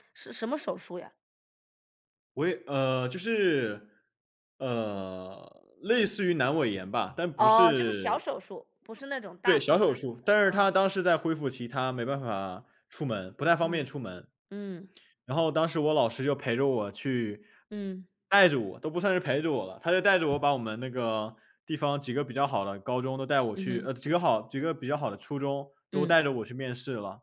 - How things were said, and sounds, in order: none
- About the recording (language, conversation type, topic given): Chinese, unstructured, 你有哪些难忘的学校经历？